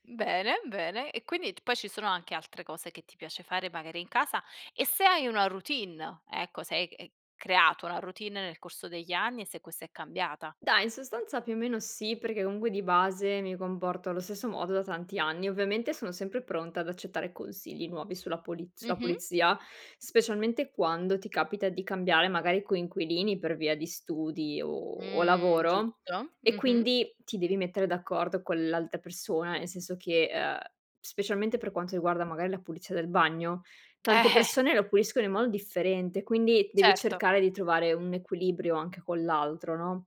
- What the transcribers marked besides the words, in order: tapping
- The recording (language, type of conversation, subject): Italian, podcast, Quali regole di base segui per lasciare un posto pulito?